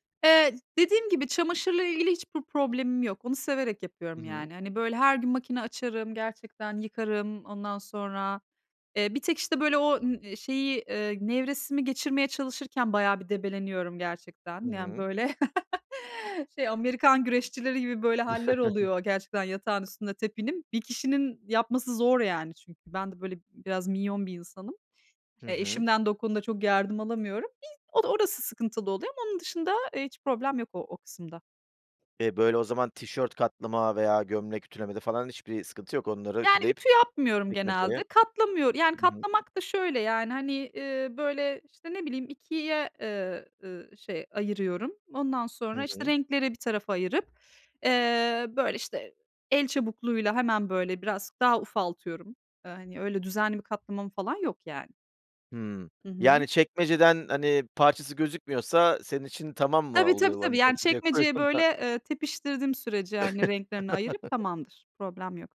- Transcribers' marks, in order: chuckle; chuckle; laughing while speaking: "koyuyorsun da"; chuckle
- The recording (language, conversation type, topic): Turkish, podcast, Ev işleriyle iş mesaisini nasıl dengeliyorsun, hangi pratik yöntemleri kullanıyorsun?